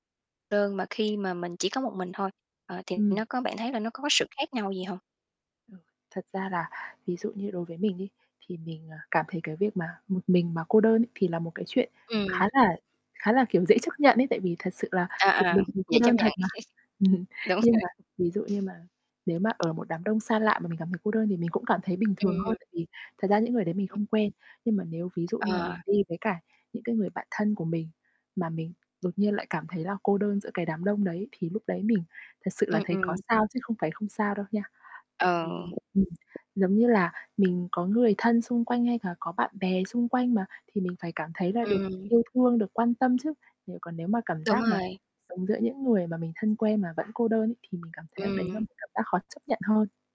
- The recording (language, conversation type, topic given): Vietnamese, podcast, Bạn thường làm gì khi cảm thấy cô đơn giữa đám đông?
- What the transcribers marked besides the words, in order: other background noise; distorted speech; tapping; static; chuckle; chuckle